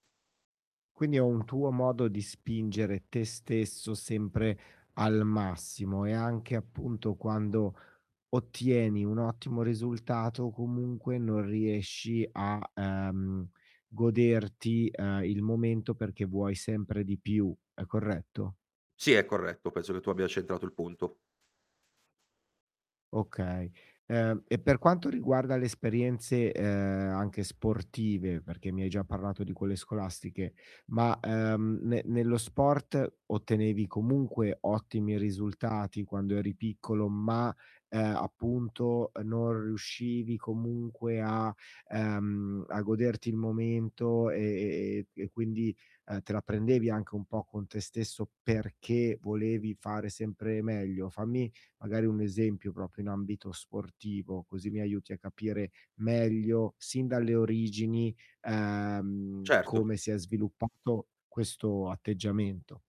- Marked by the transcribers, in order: static; tapping; distorted speech
- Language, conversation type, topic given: Italian, advice, Perché faccio fatica ad accettare complimenti o riconoscimenti dagli altri?